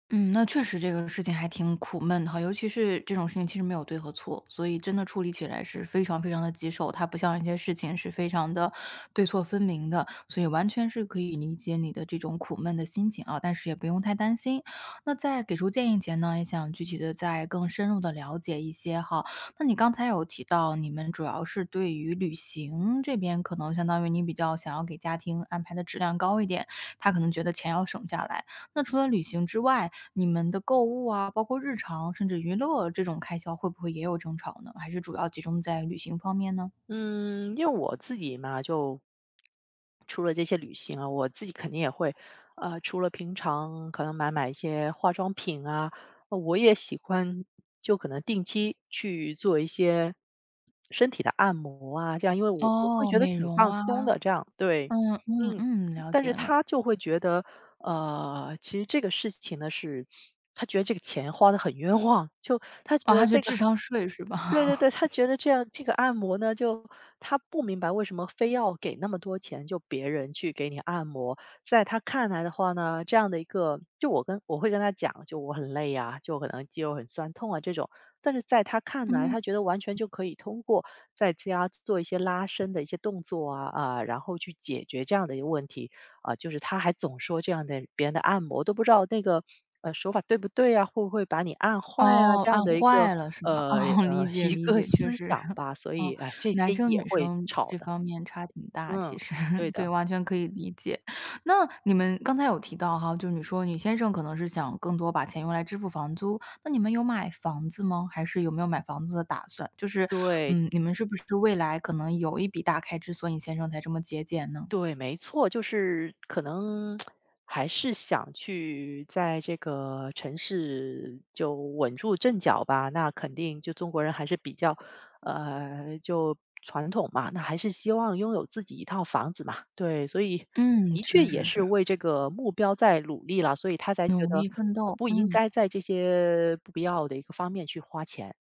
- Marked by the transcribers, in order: tapping; other background noise; sniff; laughing while speaking: "枉"; laugh; chuckle; laughing while speaking: "实"; lip smack
- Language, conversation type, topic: Chinese, advice, 你们因为消费观不同而经常为预算争吵，该怎么办？